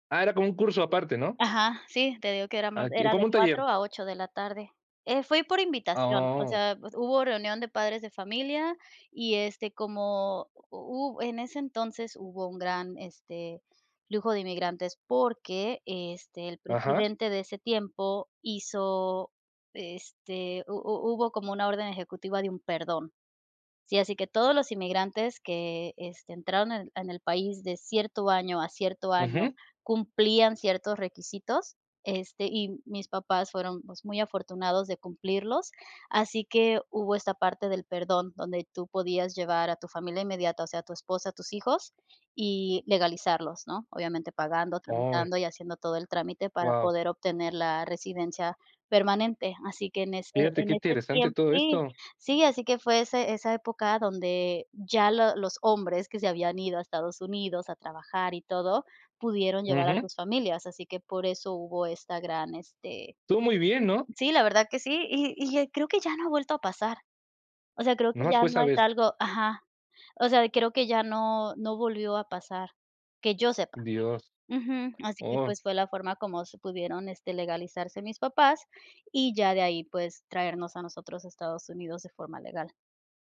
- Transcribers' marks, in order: none
- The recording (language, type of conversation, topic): Spanish, podcast, ¿Cómo recuerdas tu etapa escolar y qué te marcó más?